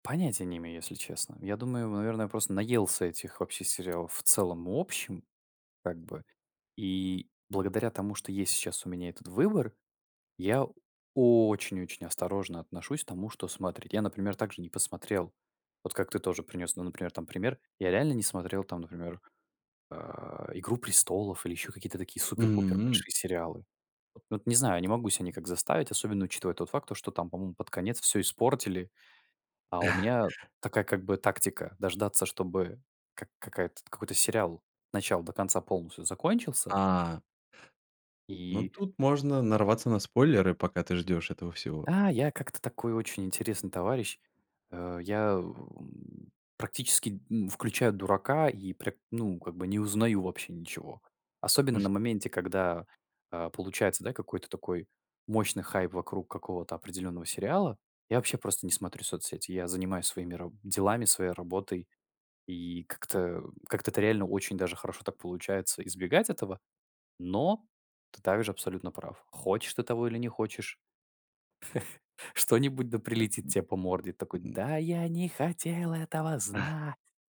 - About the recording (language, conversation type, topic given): Russian, podcast, Почему сериалы стали настолько популярными в последнее время?
- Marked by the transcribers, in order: stressed: "очень"; chuckle; chuckle; chuckle; put-on voice: "Да я не хотел этого знать"; chuckle